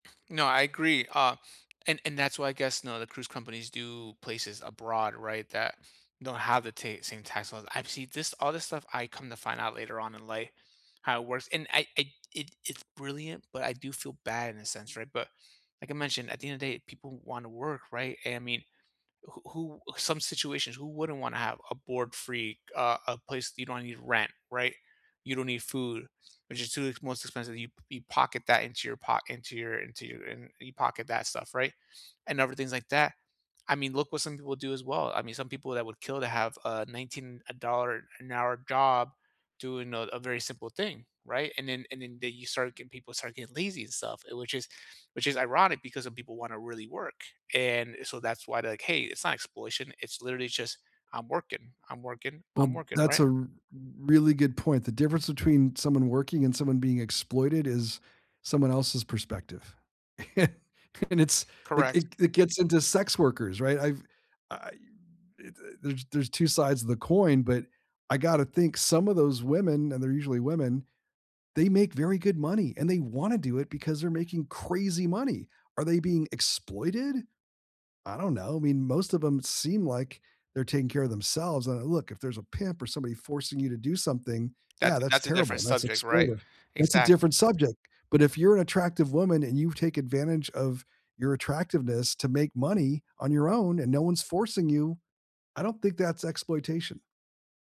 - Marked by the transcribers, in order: "exploitation" said as "exploition"; chuckle; tapping
- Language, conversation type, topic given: English, unstructured, What is your view on travel companies exploiting workers?
- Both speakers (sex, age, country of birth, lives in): male, 35-39, United States, United States; male, 60-64, United States, United States